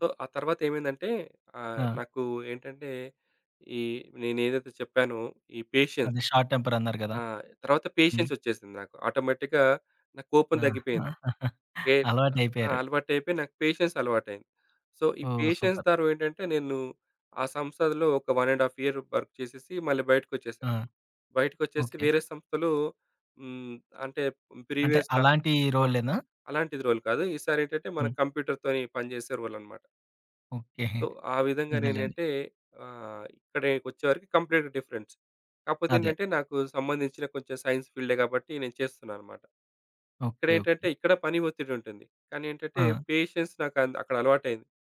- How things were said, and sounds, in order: in English: "సో"; in English: "పేషెన్స్"; in English: "షార్ట్"; in English: "ఆటోమేటిక్‌గా"; giggle; in English: "పేషెన్స్"; in English: "సో"; in English: "పేషెన్స్"; in English: "సూపర్"; in English: "వన్ అండ్ హాఫ్ ఇయర్ వర్క్"; in English: "ప్రీవియస్‌గా"; in English: "రోల్"; chuckle; in English: "సో"; in English: "కంప్లీట్‌గా డిఫరెన్స్"; in English: "సైన్స్"; in English: "పేషెన్స్"
- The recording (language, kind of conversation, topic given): Telugu, podcast, బలహీనతను బలంగా మార్చిన ఒక ఉదాహరణ చెప్పగలరా?